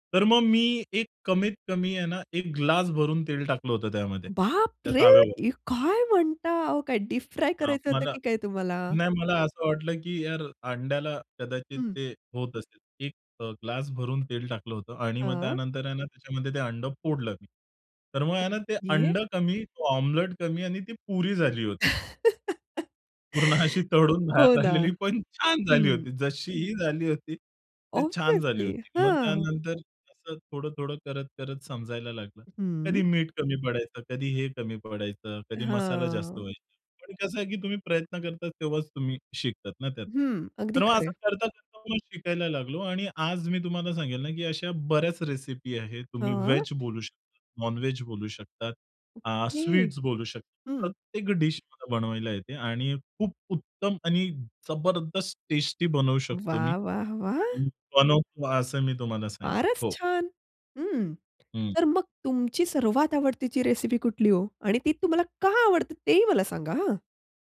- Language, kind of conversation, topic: Marathi, podcast, स्वयंपाक करायला तुम्हाला काय आवडते?
- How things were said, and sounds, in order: surprised: "बाप रे! ए काय म्हणता?"; other background noise; chuckle; laughing while speaking: "पूर्ण अशी तळून बाहेर आलेली पण छान झाली होती"; in English: "ऑब्वियसली"; tapping